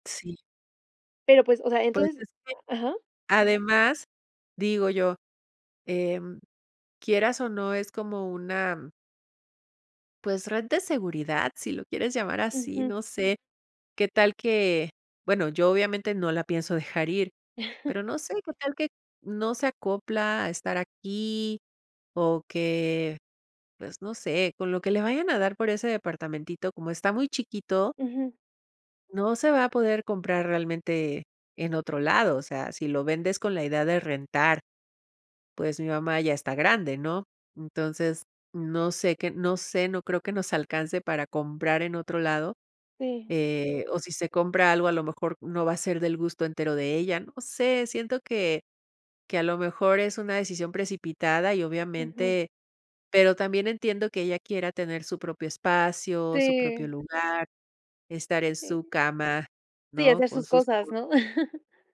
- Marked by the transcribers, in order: chuckle; other background noise; chuckle
- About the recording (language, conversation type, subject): Spanish, advice, ¿Cómo te sientes al dejar tu casa y tus recuerdos atrás?